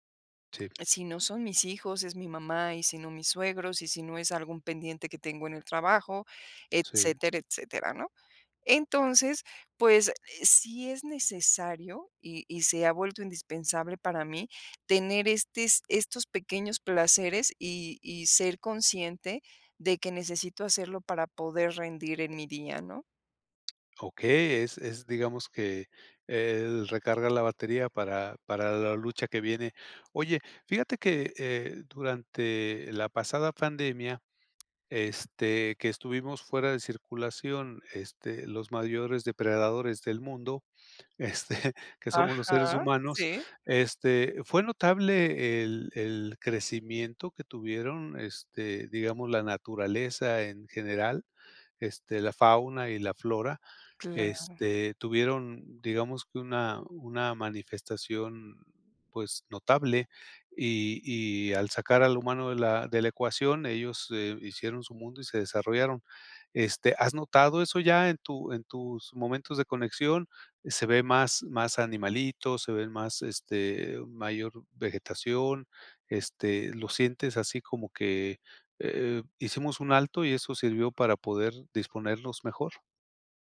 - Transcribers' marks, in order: none
- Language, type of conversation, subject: Spanish, podcast, ¿Qué pequeño placer cotidiano te alegra el día?